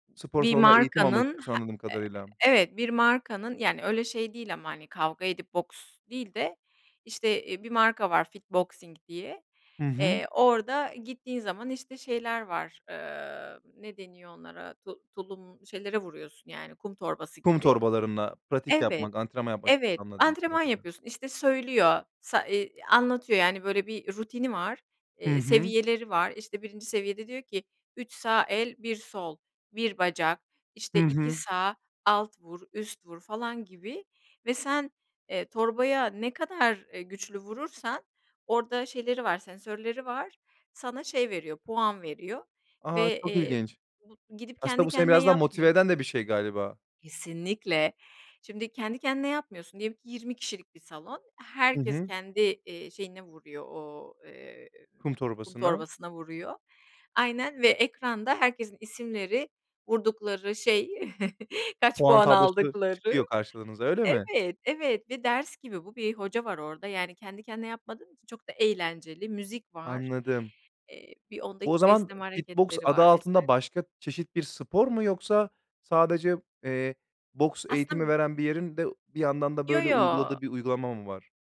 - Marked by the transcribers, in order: other background noise; tapping; chuckle; unintelligible speech
- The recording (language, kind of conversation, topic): Turkish, podcast, Hobilerini aile ve iş hayatınla nasıl dengeliyorsun?